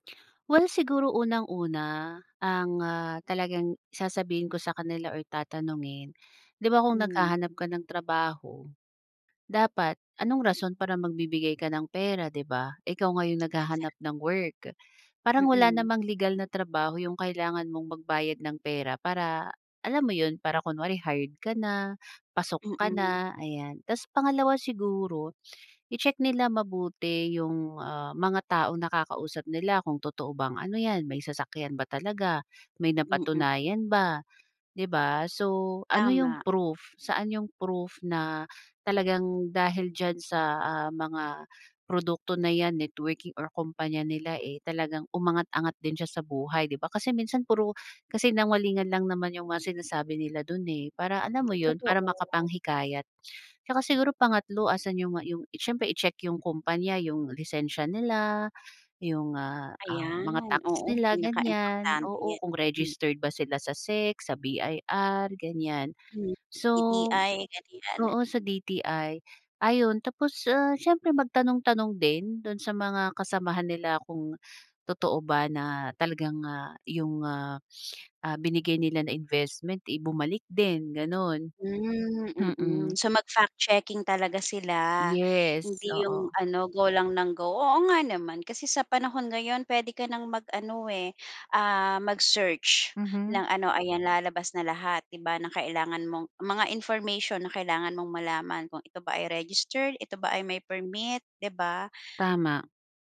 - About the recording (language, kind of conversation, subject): Filipino, podcast, Paano mo hinaharap ang mga pagkakataong hindi komportable sa mga pagtitipon para makipagkilala?
- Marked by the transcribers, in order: tapping; other background noise